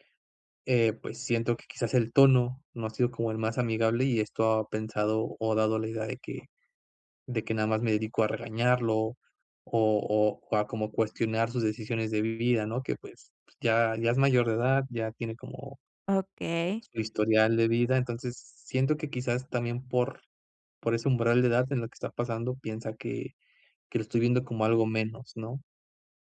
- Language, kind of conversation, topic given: Spanish, advice, ¿Cómo puedo dar retroalimentación constructiva sin generar conflicto?
- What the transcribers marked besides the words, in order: none